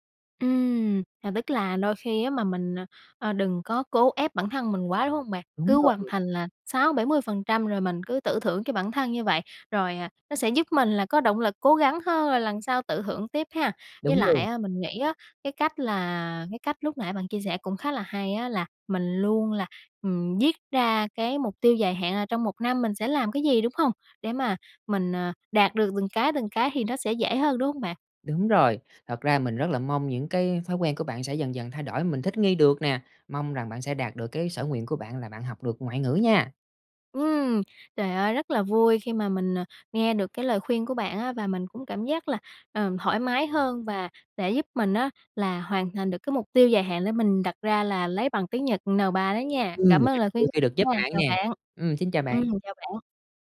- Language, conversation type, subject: Vietnamese, advice, Vì sao bạn chưa hoàn thành mục tiêu dài hạn mà bạn đã đặt ra?
- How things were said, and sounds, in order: tapping; other background noise; unintelligible speech